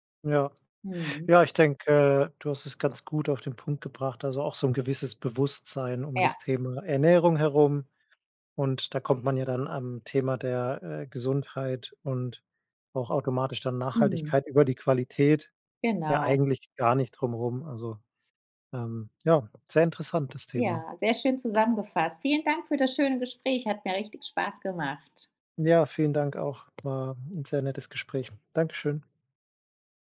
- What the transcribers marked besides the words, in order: other background noise
- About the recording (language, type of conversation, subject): German, podcast, Wie planst du deine Ernährung im Alltag?